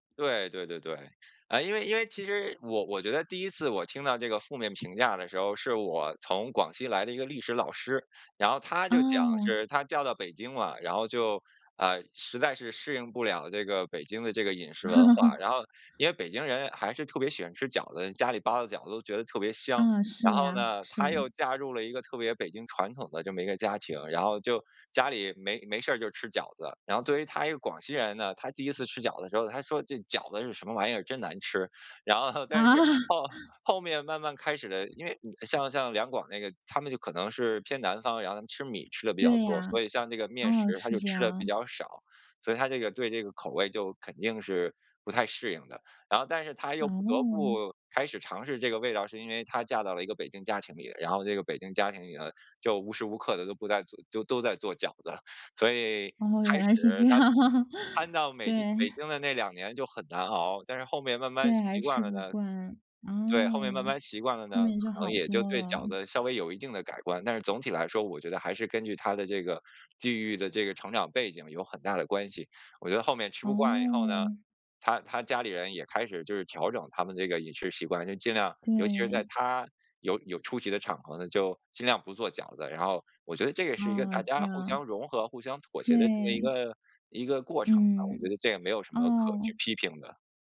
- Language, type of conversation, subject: Chinese, podcast, 你会如何向别人介绍你家乡的味道？
- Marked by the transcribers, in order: laugh; laughing while speaking: "啊"; other background noise; laughing while speaking: "这样"